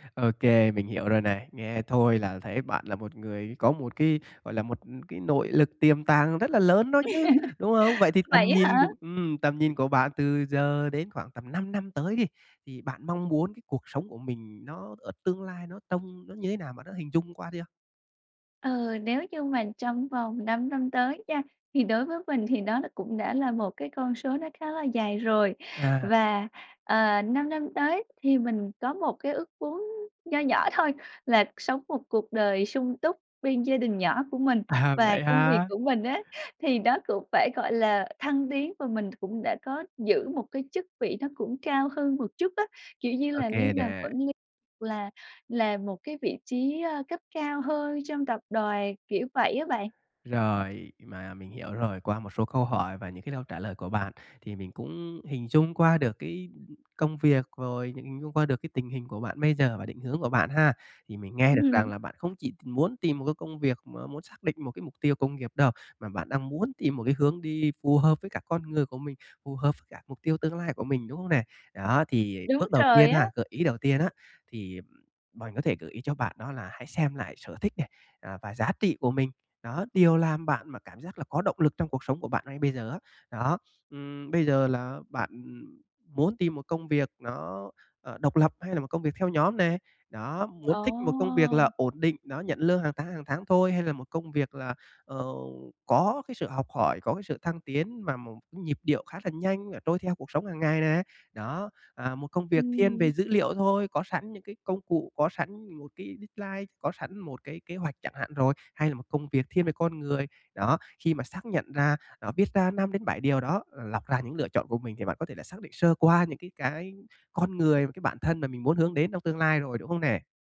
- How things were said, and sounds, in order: tapping; laugh; laughing while speaking: "À"; in English: "deadline"
- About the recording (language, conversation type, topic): Vietnamese, advice, Làm sao để xác định mục tiêu nghề nghiệp phù hợp với mình?